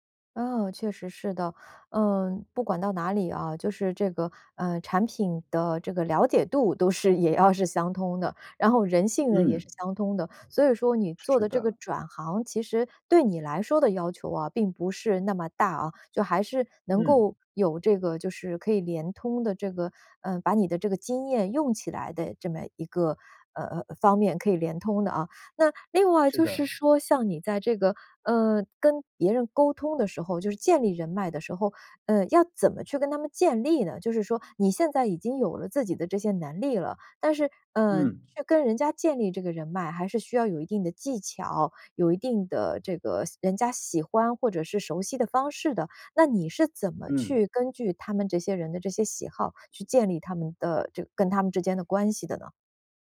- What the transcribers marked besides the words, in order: laughing while speaking: "是也要是"
- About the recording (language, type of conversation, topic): Chinese, podcast, 转行后怎样重新建立职业人脉？